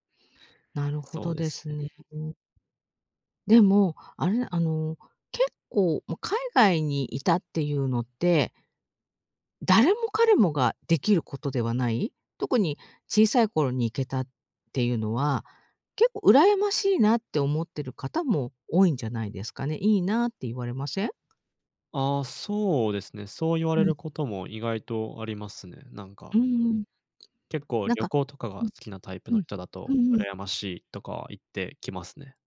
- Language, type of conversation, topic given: Japanese, advice, 周囲に理解されず孤独を感じることについて、どのように向き合えばよいですか？
- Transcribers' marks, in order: none